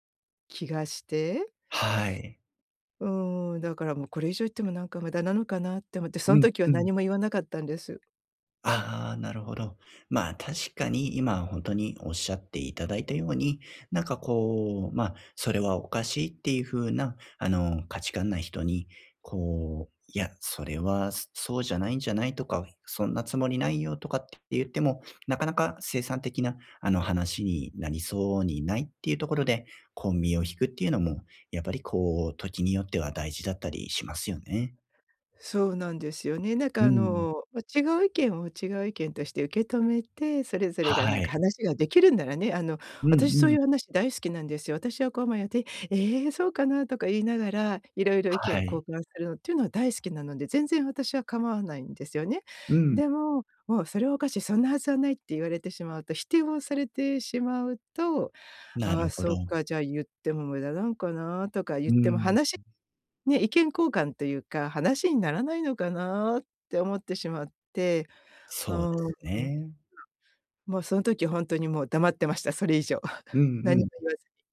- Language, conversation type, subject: Japanese, advice, グループの中で自分の居場所が見つからないとき、どうすれば馴染めますか？
- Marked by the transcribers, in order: "見えて" said as "まえて"; other background noise; laugh